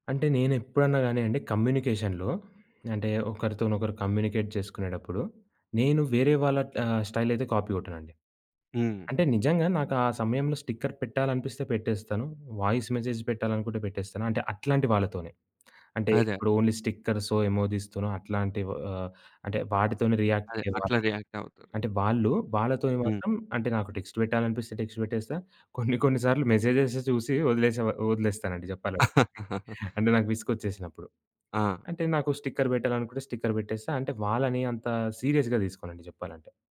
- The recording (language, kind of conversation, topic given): Telugu, podcast, టెక్స్ట్ vs వాయిస్ — ఎప్పుడు ఏదాన్ని ఎంచుకుంటారు?
- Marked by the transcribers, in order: in English: "కమ్యూనికేషన్‌లో"; in English: "కమ్యూనికేట్"; in English: "స్టైల్"; in English: "కాపీ"; in English: "స్టిక్కర్"; in English: "వాయిస్ మెసేజ్"; lip smack; in English: "ఓన్లీ"; in English: "ఎమోజిస్"; in English: "టెక్స్ట్"; in English: "టెక్స్ట్"; in English: "మెసేజెస్"; giggle; laugh; in English: "స్టిక్కర్"; in English: "స్టిక్కర్"; in English: "సీరియస్‌గా"